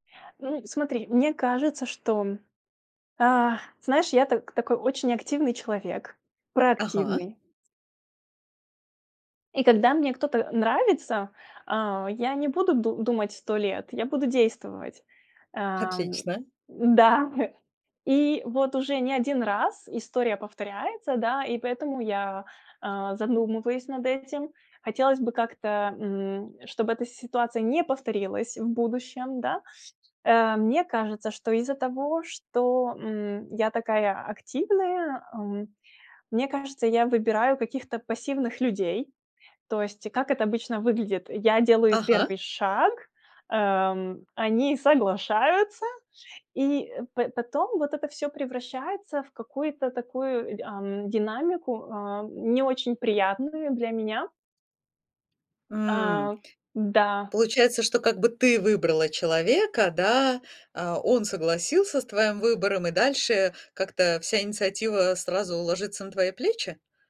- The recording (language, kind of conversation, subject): Russian, advice, Как понять, совместимы ли мы с партнёром, если наши жизненные приоритеты не совпадают?
- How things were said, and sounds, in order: laughing while speaking: "Да"; other background noise; tapping